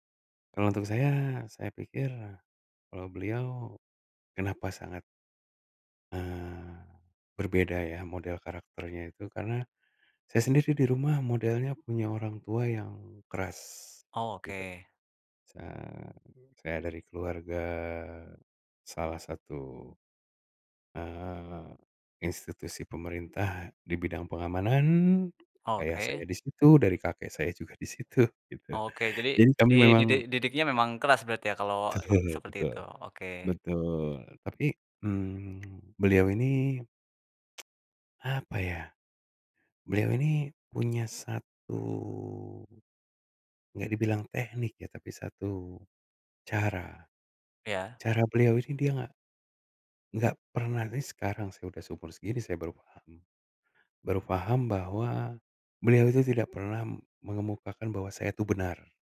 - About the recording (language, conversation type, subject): Indonesian, podcast, Siapa guru atau pembimbing yang paling berkesan bagimu, dan mengapa?
- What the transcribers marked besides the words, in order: tapping; drawn out: "pengamanan"; laughing while speaking: "situ, gitu"; laughing while speaking: "Betul"; tsk; drawn out: "satu"; other background noise